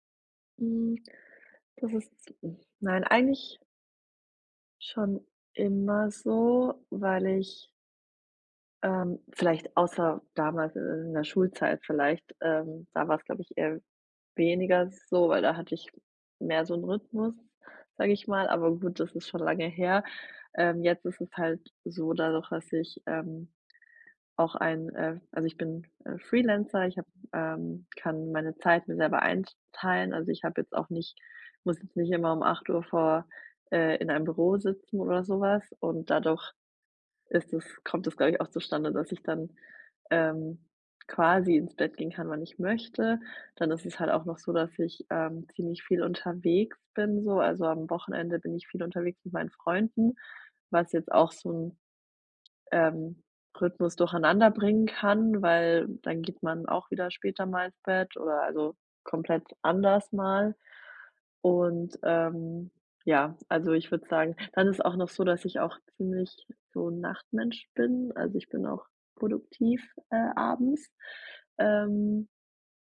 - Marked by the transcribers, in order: none
- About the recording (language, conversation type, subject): German, advice, Wie kann ich meine Abendroutine so gestalten, dass ich zur Ruhe komme und erholsam schlafe?